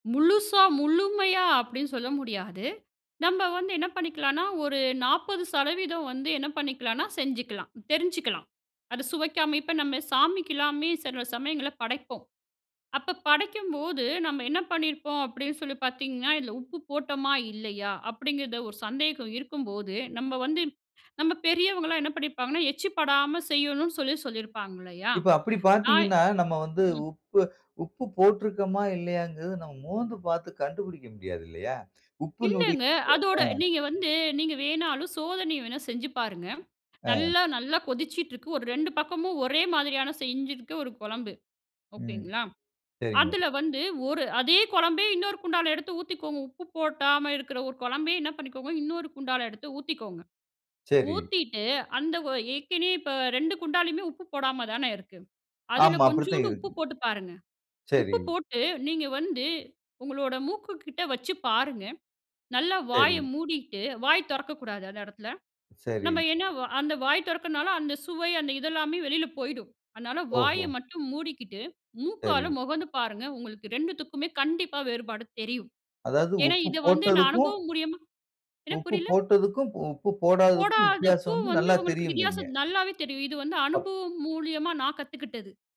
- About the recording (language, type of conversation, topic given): Tamil, podcast, வீட்டிலேயே செய்யக்கூடிய எளிய சுவைச் சோதனையை எப்படி செய்யலாம்?
- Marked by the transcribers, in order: "போடாம" said as "போட்டாம"